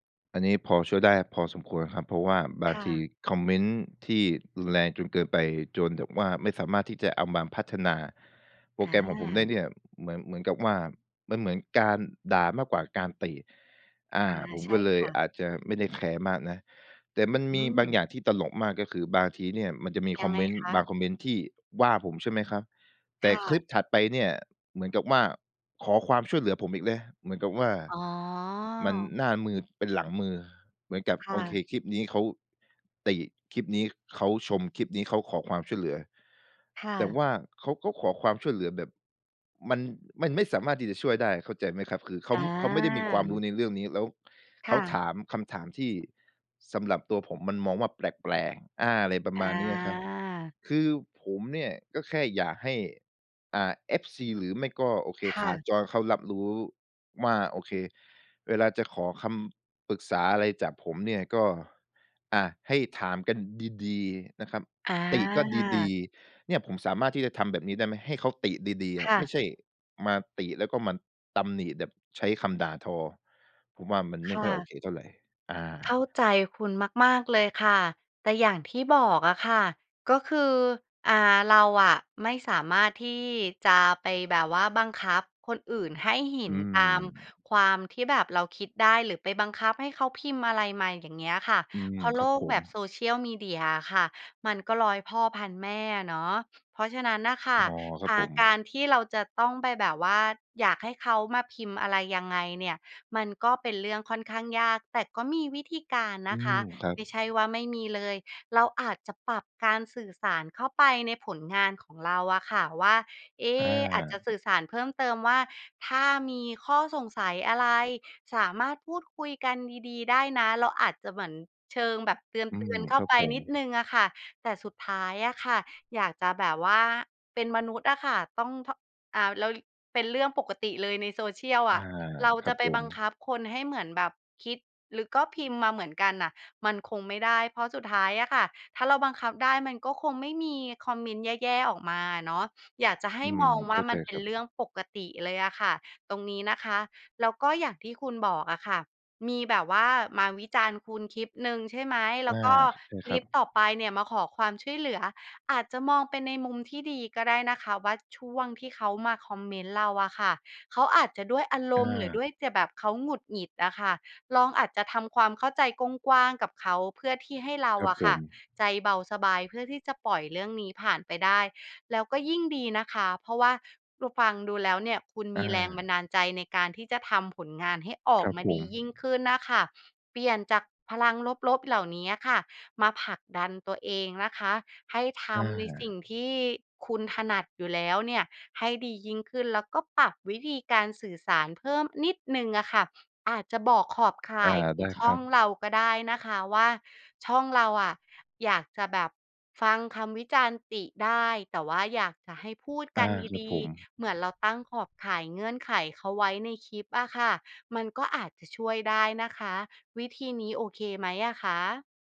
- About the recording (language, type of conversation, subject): Thai, advice, คุณเคยได้รับคำวิจารณ์เกี่ยวกับงานสร้างสรรค์ของคุณบนสื่อสังคมออนไลน์ในลักษณะไหนบ้าง?
- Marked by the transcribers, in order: stressed: "ดี ๆ"; other background noise